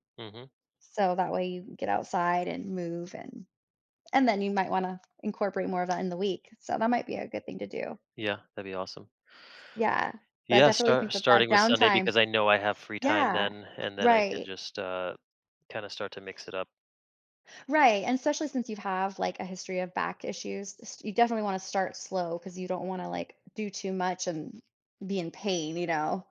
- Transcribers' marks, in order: other background noise; tapping
- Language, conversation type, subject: English, advice, How can I break my daily routine?